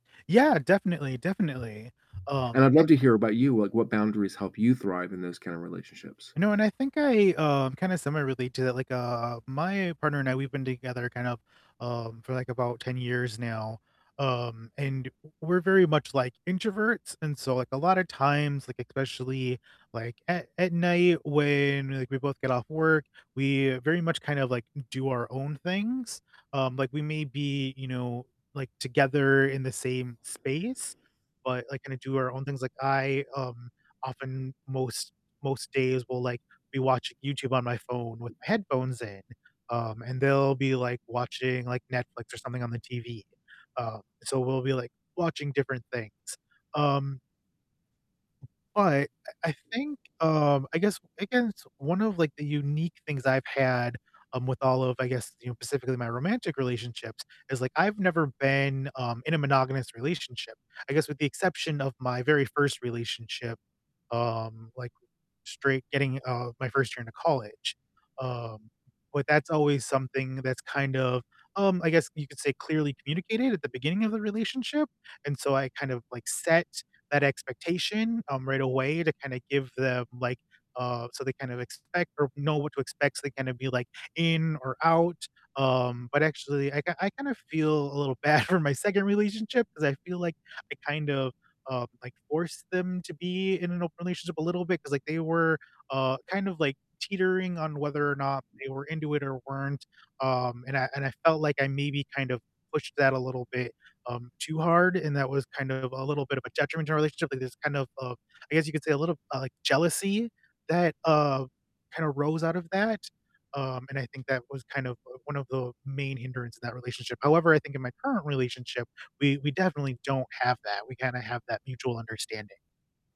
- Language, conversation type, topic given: English, unstructured, What boundaries help you thrive in close relationships?
- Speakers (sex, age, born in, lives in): male, 35-39, United States, United States; male, 60-64, United States, United States
- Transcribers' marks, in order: other background noise; static; distorted speech; laughing while speaking: "bad"